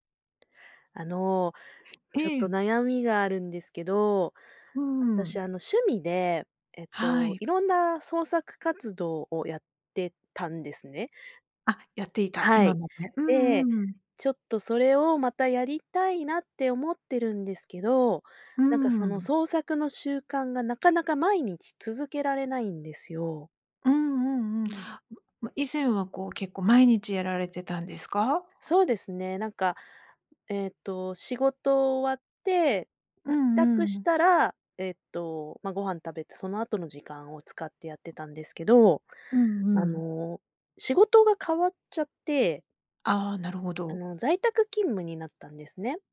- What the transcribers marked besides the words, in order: other background noise
- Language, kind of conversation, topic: Japanese, advice, 創作を習慣にしたいのに毎日続かないのはどうすれば解決できますか？